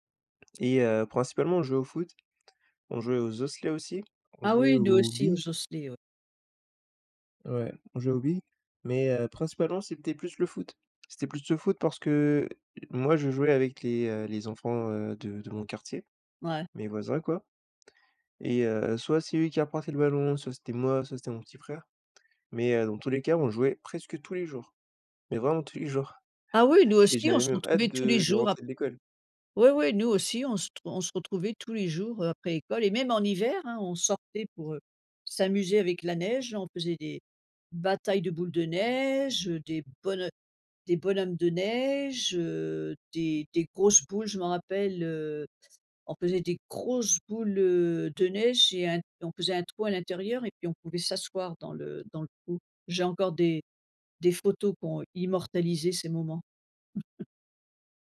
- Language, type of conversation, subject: French, unstructured, Qu’est-ce que tu aimais faire quand tu étais plus jeune ?
- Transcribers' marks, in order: stressed: "grosses"; chuckle